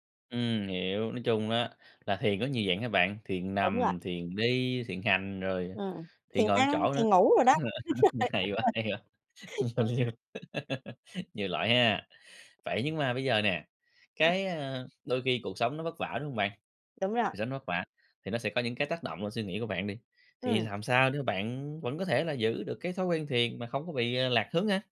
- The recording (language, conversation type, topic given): Vietnamese, podcast, Sở thích nào giúp bạn chăm sóc sức khoẻ tinh thần?
- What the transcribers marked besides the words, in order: "một" said as "ừn"; laugh; laughing while speaking: "đúng rồi, đúng rồi"; unintelligible speech; laugh; tapping